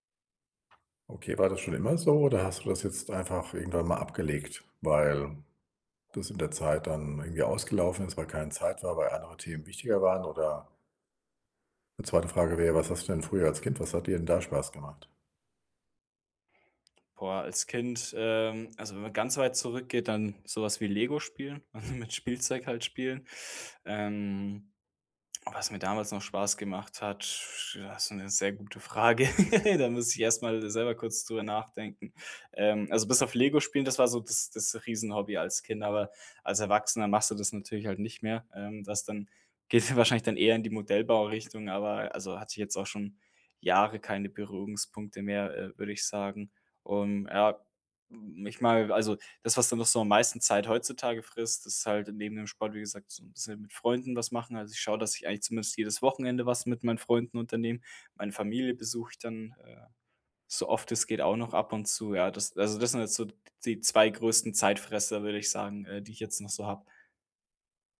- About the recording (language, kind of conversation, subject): German, advice, Warum fällt es mir schwer, zu Hause zu entspannen und loszulassen?
- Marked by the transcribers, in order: other background noise; chuckle; other noise; chuckle; laughing while speaking: "geht ja wahrscheinlich"